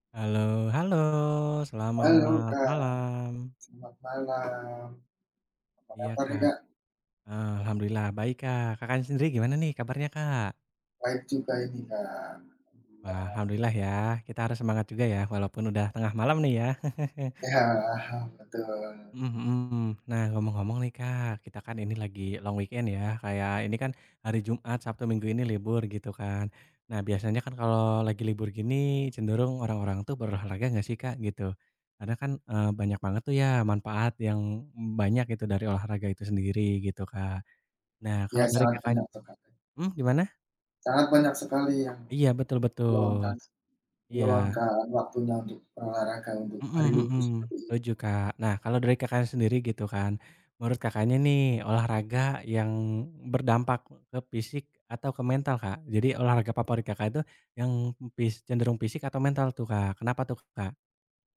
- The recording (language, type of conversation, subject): Indonesian, unstructured, Apa manfaat terbesar yang kamu rasakan dari berolahraga?
- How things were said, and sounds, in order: other background noise; chuckle; in English: "long weekend"